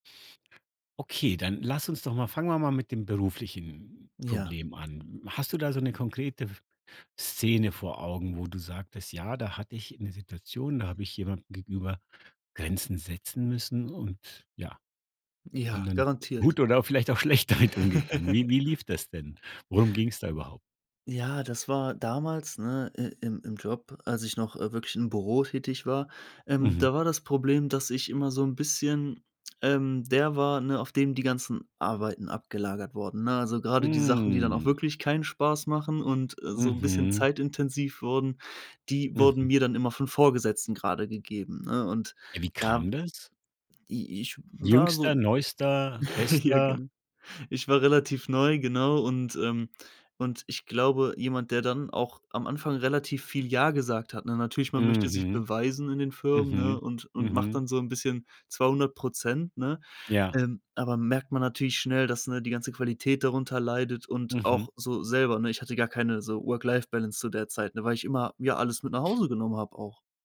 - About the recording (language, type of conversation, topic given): German, podcast, Wie kann man über persönliche Grenzen sprechen, ohne andere zu verletzen?
- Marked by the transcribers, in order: other background noise; laughing while speaking: "schlecht damit"; giggle; drawn out: "Hm"; chuckle